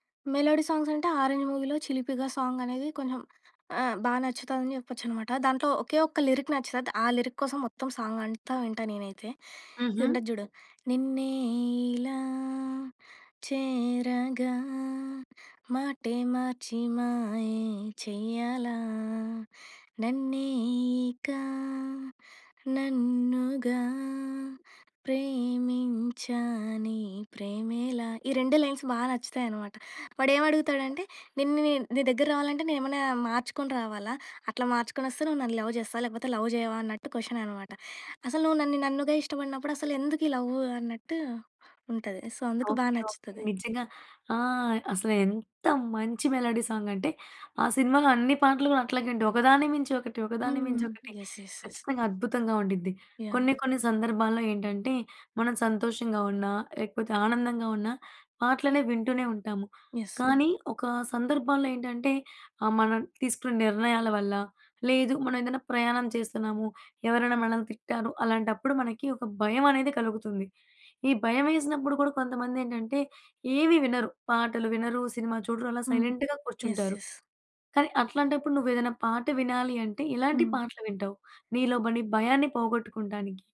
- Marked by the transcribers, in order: in English: "మెలోడీ సాంగ్స్"; in English: "సాంగ్"; in English: "లిరిక్"; in English: "లిరిక్"; in English: "సాంగ్"; singing: "నిన్నే ఇలా చేరగా మాటే మార్చి మాయే చెయ్యాలా. నన్నే ఇక నన్నుగా ప్రేమించానే ప్రేమేలా"; in English: "లైన్స్"; other background noise; in English: "లవ్"; in English: "లవ్"; in English: "క్వశ్చన్"; in English: "లవ్"; in English: "సో"; in English: "మెలోడీ సాంగ్"; in English: "యస్. యస్. యస్"; in English: "యస్"; in English: "సైలెంట్‌గా"; in English: "యస్. యస్"
- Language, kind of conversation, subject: Telugu, podcast, మీరు కలిసి పంచుకునే పాటల జాబితాను ఎలా తయారుచేస్తారు?